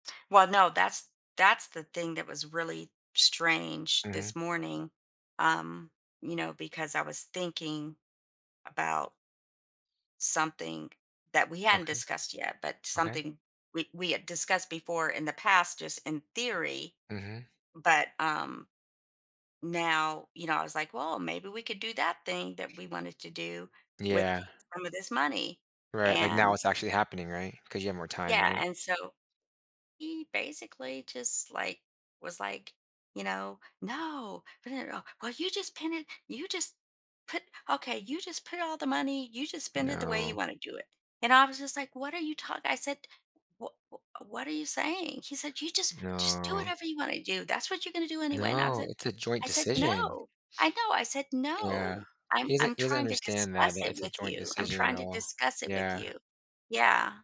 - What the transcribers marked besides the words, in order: other background noise; unintelligible speech; sniff
- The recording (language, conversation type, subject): English, advice, How can I set boundaries without feeling guilty?